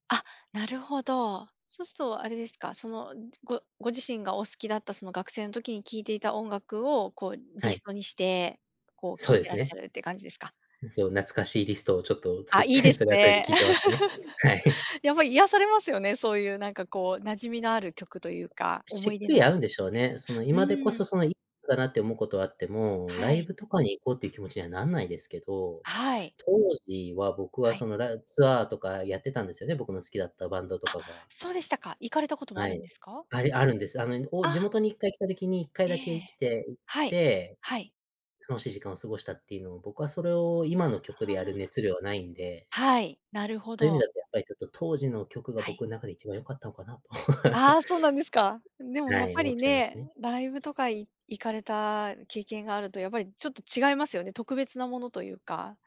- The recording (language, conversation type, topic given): Japanese, podcast, 新しい音楽はどのように見つけていますか？
- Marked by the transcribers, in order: groan; laughing while speaking: "作って"; giggle; chuckle; unintelligible speech; other background noise; chuckle